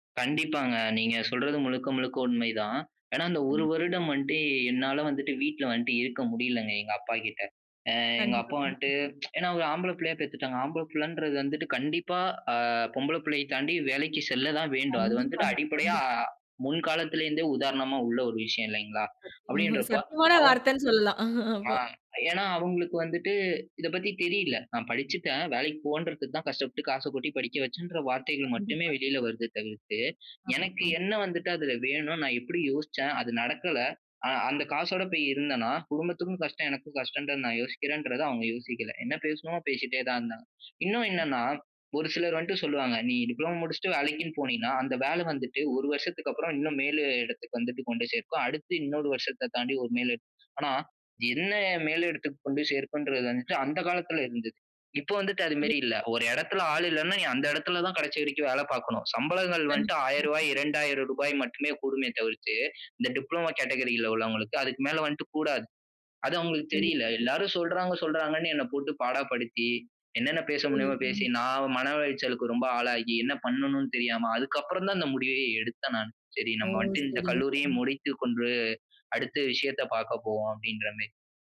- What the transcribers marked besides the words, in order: tsk; laughing while speaking: "சத்திய சத்தியமான வார்த்தைன்னு சொல்லலாம் அப்போ"; other background noise; unintelligible speech; in English: "கேட்டகரில"
- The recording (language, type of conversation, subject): Tamil, podcast, சிறிய தோல்விகள் உன்னை எப்படி மாற்றின?